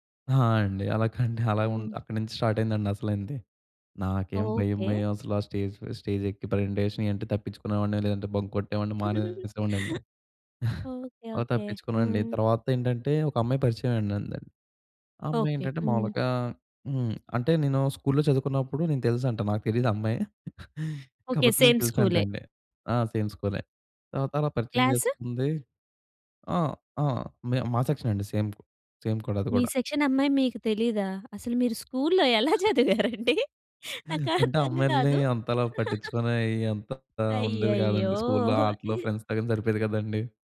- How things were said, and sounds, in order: in English: "స్టార్ట్"; in English: "స్టేజ్"; in English: "స్టేజ్"; in English: "ప్రెజెంటేషన్"; giggle; in English: "బంక్"; chuckle; in English: "స్కూల్లో"; in English: "సేమ్ స్కూలే?"; chuckle; in English: "సేమ్ స్కూలే"; in English: "సేమ్"; in English: "సేమ్"; in English: "సెక్షన్"; other background noise; laughing while speaking: "మీరు స్కూల్‌లో ఎలా చదివారండి? నాకు అర్థం కాదు"; gasp; in English: "స్కూల్‌లో"; in English: "ఫ్రెండ్స్‌తో"; chuckle
- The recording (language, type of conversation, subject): Telugu, podcast, పేదరికం లేదా ఇబ్బందిలో ఉన్నప్పుడు అనుకోని సహాయాన్ని మీరు ఎప్పుడైనా స్వీకరించారా?